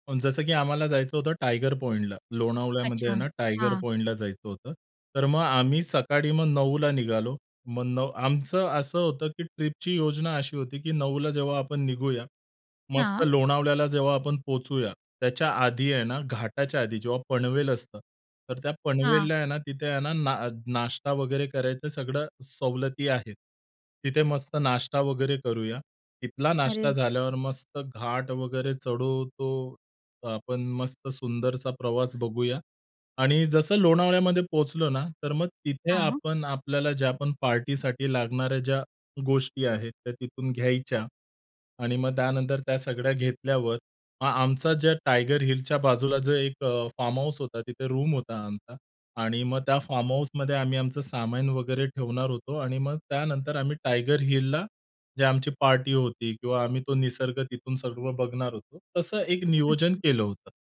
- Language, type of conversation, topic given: Marathi, podcast, एका दिवसाच्या सहलीची योजना तुम्ही कशी आखता?
- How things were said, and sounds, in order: in English: "रूम"; tapping